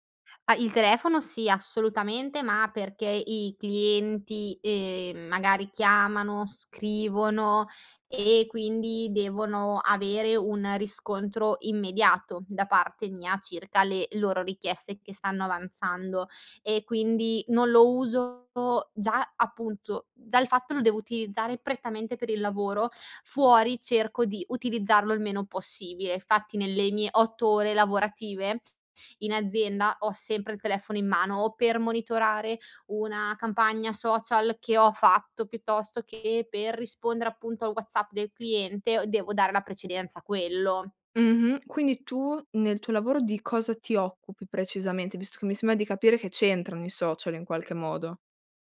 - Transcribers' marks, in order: none
- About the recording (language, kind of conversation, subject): Italian, podcast, Come gestisci i limiti nella comunicazione digitale, tra messaggi e social media?